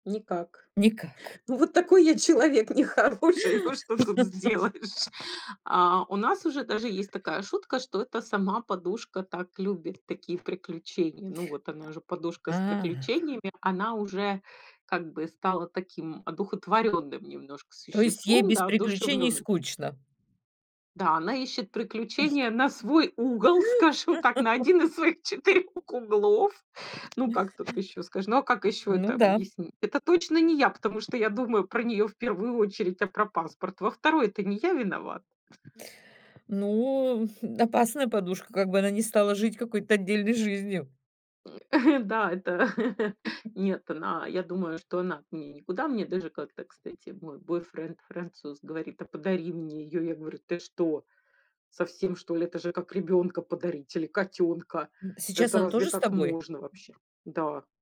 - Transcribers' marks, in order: chuckle; laughing while speaking: "человек нехороший. Ну, что тут сделаешь?"; other background noise; laugh; tapping; grunt; laugh; laughing while speaking: "на один из своих четырёх углов"; laugh; other noise; laugh
- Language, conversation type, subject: Russian, podcast, Есть ли у тебя любимая вещь, связанная с интересной историей?